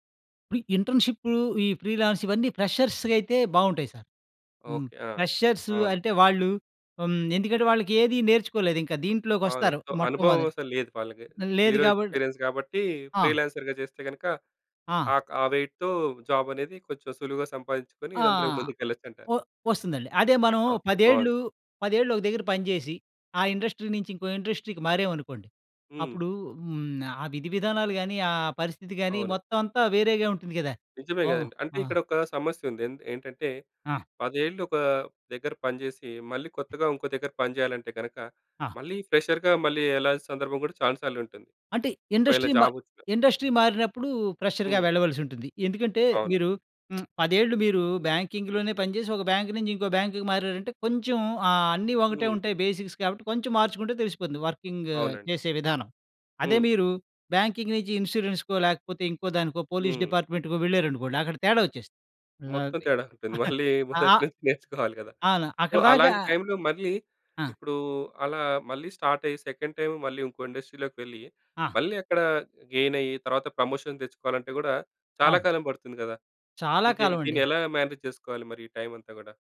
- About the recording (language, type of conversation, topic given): Telugu, podcast, అనుభవం లేకుండా కొత్త రంగానికి మారేటప్పుడు మొదట ఏవేవి అడుగులు వేయాలి?
- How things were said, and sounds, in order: in English: "ఫ్రీలాన్స్"; in English: "ఫ్రెషర్స్‌కు"; in English: "ఫ్రెషర్స్"; in English: "సో"; in English: "జీరో ఎక్స్‌పీరియన్స్"; in English: "ఫ్రీలాన్సర్‌గా"; in English: "వెయిట్‌తో జాబ్"; in English: "ఇండస్ట్రీ"; in English: "ఇండస్ట్రీకి"; other background noise; in English: "ఫ్రెషర్‌గా"; in English: "ఇండస్ట్రీ"; in English: "జాబ్"; in English: "ఇండస్ట్రీ"; in English: "ఫ్రెషర్‌గా"; lip smack; in English: "బ్యాంకింగ్‌లోనే"; in English: "బేసిక్స్"; in English: "వర్కింగ్"; in English: "బ్యాంకింగ్"; in English: "ఇన్సూరెన్స్‌కో"; in English: "పోలీస్ డిపార్ట్మెంట్‌కో"; laughing while speaking: "తేడా ఉంటుంది. మళ్ళీ, మొదటి నుంచి నేర్చుకోవాలి గదా!"; chuckle; in English: "సో"; in English: "స్టార్ట్"; in English: "సెకండ్ టైమ్"; in English: "ఇండస్ట్రీలోకి"; in English: "గెయిన్"; in English: "ప్రమోషన్"; in English: "మేనేజ్"